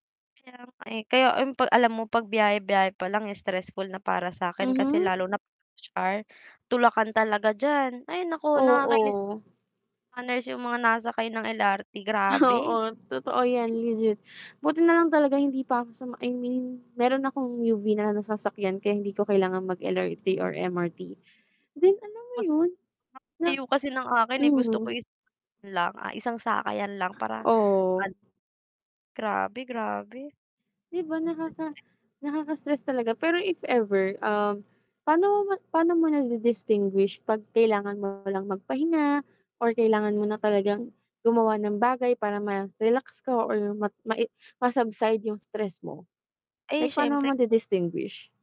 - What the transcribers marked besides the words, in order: static; distorted speech; laughing while speaking: "Oo"; unintelligible speech
- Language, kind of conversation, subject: Filipino, unstructured, Paano mo pinapawi ang pagkapagod at pag-aalala matapos ang isang mahirap na araw?